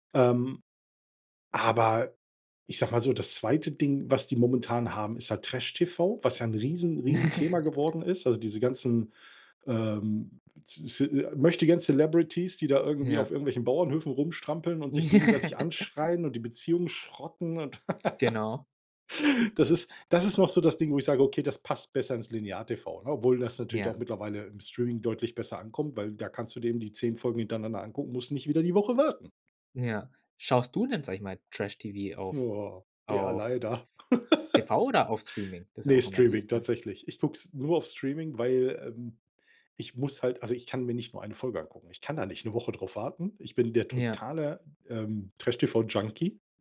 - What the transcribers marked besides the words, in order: laugh; put-on voice: "Celebrities"; in English: "Celebrities"; laugh; other background noise; laugh
- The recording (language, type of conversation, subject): German, podcast, Wie hat Streaming das klassische Fernsehen verändert?